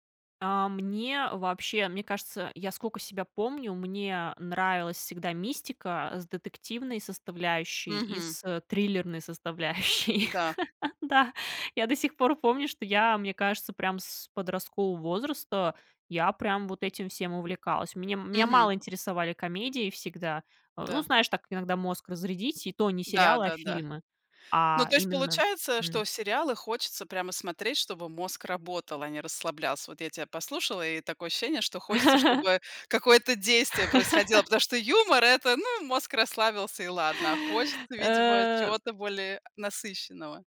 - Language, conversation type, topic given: Russian, podcast, Почему, по-твоему, сериалы так затягивают?
- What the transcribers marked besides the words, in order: laugh; other background noise; laugh